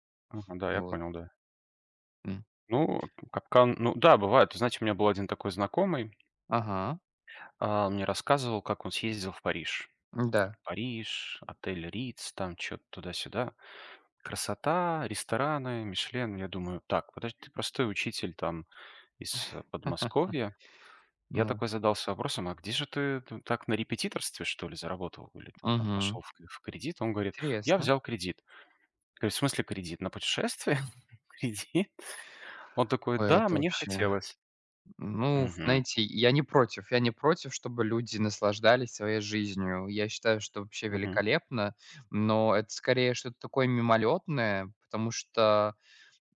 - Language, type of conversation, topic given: Russian, unstructured, Почему кредитные карты иногда кажутся людям ловушкой?
- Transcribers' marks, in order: tapping; laugh; chuckle